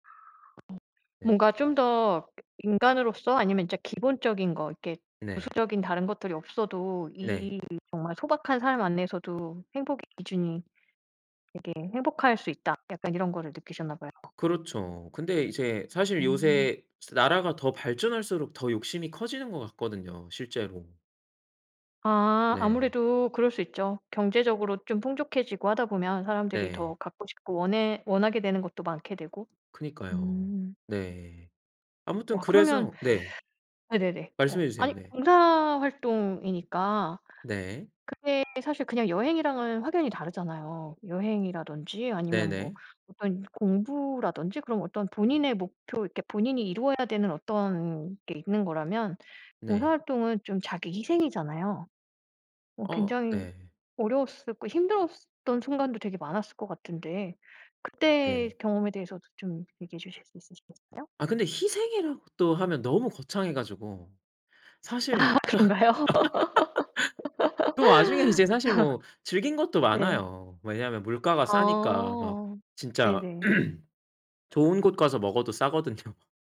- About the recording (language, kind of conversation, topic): Korean, podcast, 당신을 가장 성장하게 만든 경험은 무엇인가요?
- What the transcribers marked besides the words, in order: tapping; other background noise; laughing while speaking: "아. 그런가요?"; laugh; laugh; throat clearing; laughing while speaking: "싸거든요"